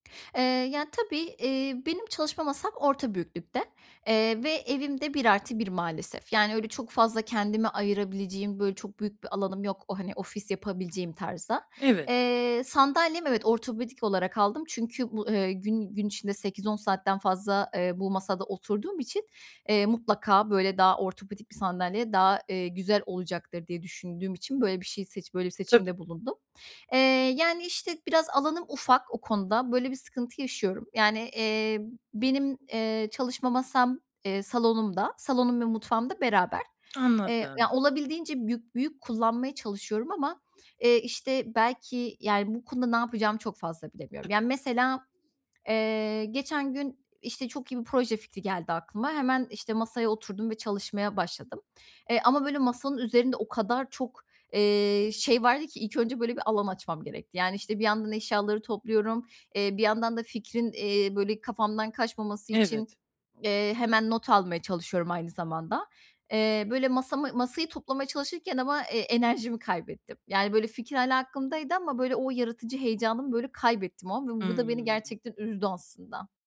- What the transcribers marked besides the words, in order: none
- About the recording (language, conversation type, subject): Turkish, advice, Yaratıcı çalışma alanımı her gün nasıl düzenli, verimli ve ilham verici tutabilirim?